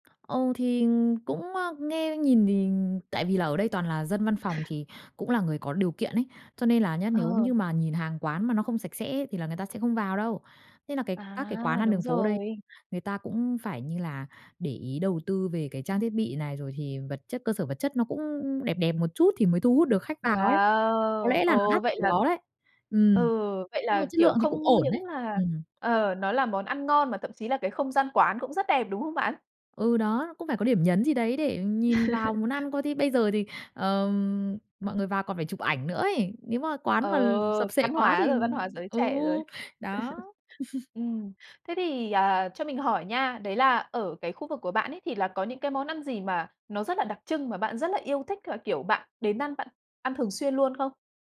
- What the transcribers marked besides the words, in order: tapping; other noise; chuckle; chuckle
- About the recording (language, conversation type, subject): Vietnamese, podcast, Bạn nghĩ sao về thức ăn đường phố ở chỗ bạn?